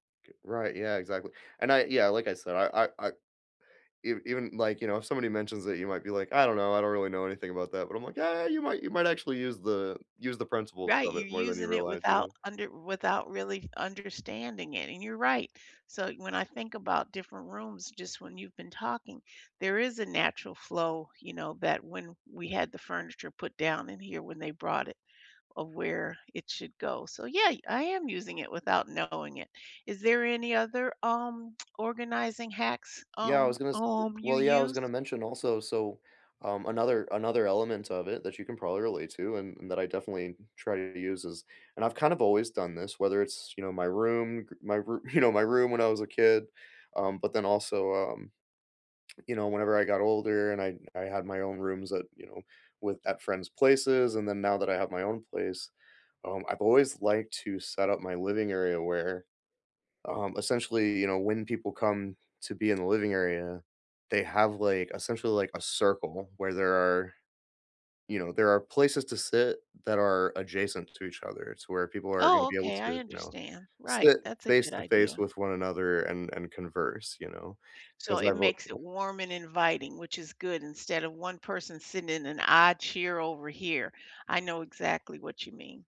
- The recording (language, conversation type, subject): English, unstructured, Which small, realistic organizing hacks have truly stuck in your home, and why do they work for you?
- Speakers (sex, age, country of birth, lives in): female, 65-69, United States, United States; male, 40-44, United States, United States
- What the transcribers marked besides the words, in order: other background noise; laughing while speaking: "you know"; unintelligible speech